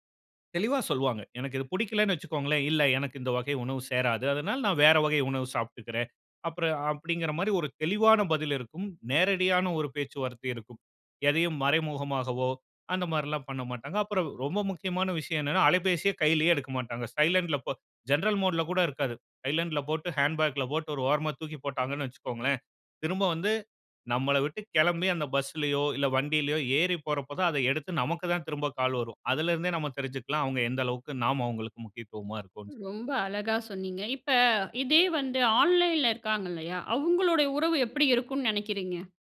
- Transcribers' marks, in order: in English: "சைலன்ட்ல ஜெனரல்"
- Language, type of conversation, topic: Tamil, podcast, நேரில் ஒருவரை சந்திக்கும் போது உருவாகும் நம்பிக்கை ஆன்லைனில் எப்படி மாறுகிறது?